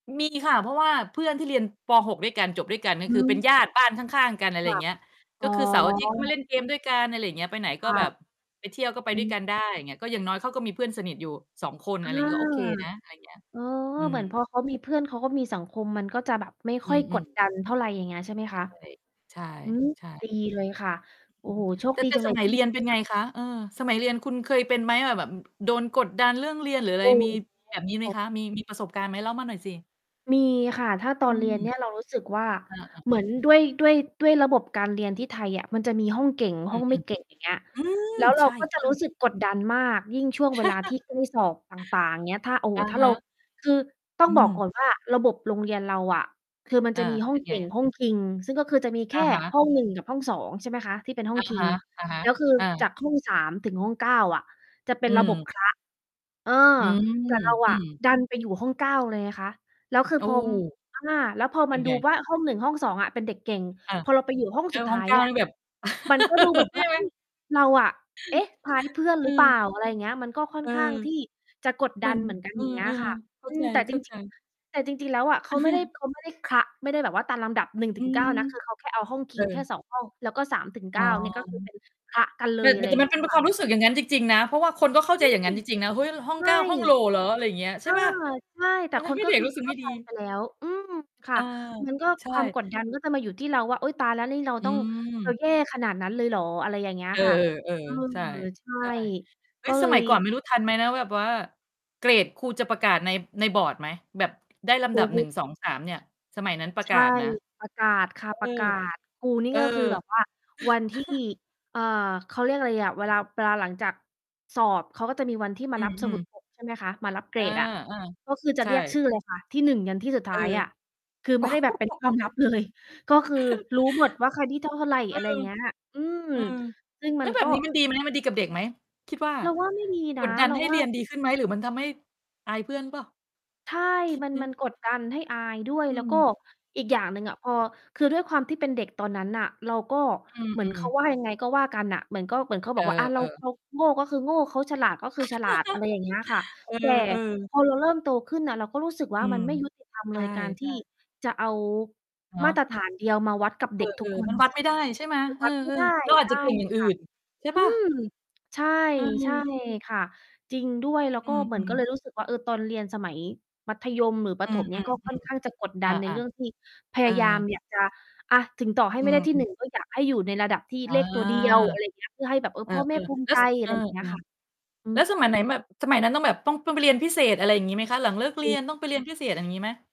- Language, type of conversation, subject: Thai, unstructured, ทำไมเด็กบางคนถึงรู้สึกว่าถูกกดดันจากโรงเรียน?
- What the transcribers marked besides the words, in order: static; distorted speech; unintelligible speech; unintelligible speech; laugh; laugh; chuckle; mechanical hum; laugh; chuckle; laugh; laughing while speaking: "เลย"; chuckle; other noise; laugh